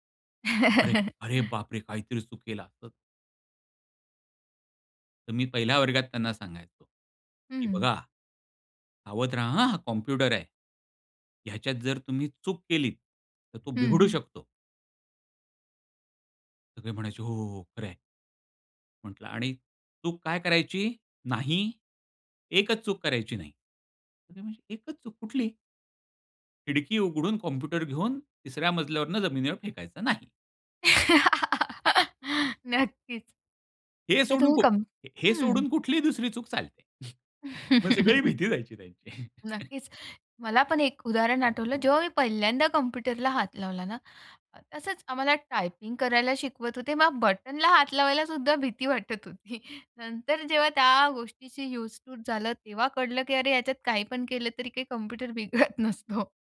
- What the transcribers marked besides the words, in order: laugh; tapping; other background noise; laugh; chuckle; laughing while speaking: "जायची त्यांची"; chuckle; laughing while speaking: "होती"; in English: "यूज टू"; laughing while speaking: "बिघडत नसतो"
- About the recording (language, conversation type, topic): Marathi, podcast, स्वतःच्या जोरावर एखादी नवीन गोष्ट शिकायला तुम्ही सुरुवात कशी करता?